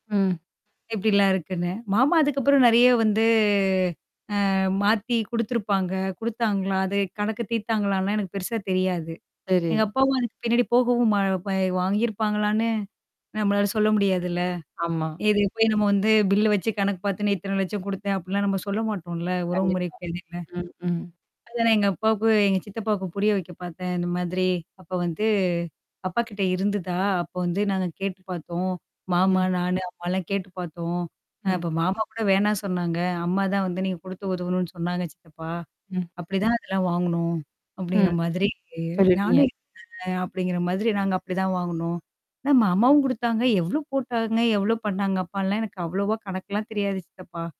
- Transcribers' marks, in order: static; drawn out: "வந்து"; tapping; mechanical hum; drawn out: "வந்து"; distorted speech; other background noise; unintelligible speech; "அப்டின்லாம்" said as "அப்பான்லாம்"
- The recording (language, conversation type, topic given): Tamil, podcast, உறவுகளில் கடினமான உண்மைகளை சொல்ல வேண்டிய நேரத்தில், இரக்கம் கலந்த அணுகுமுறையுடன் எப்படிப் பேச வேண்டும்?